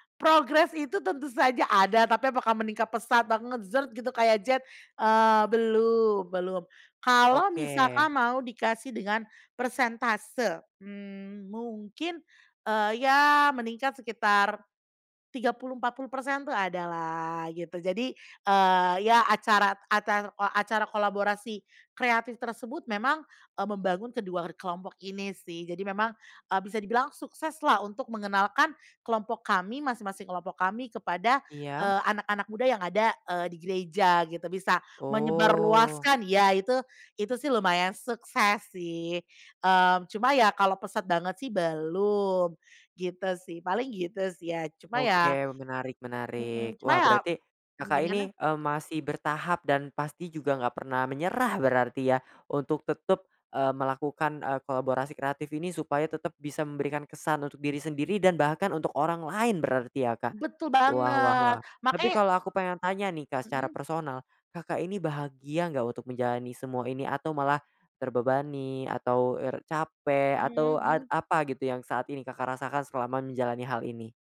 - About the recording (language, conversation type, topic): Indonesian, podcast, Ceritakan pengalaman kolaborasi kreatif yang paling berkesan buatmu?
- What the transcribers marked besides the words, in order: "kedua" said as "keduar"; drawn out: "Oh"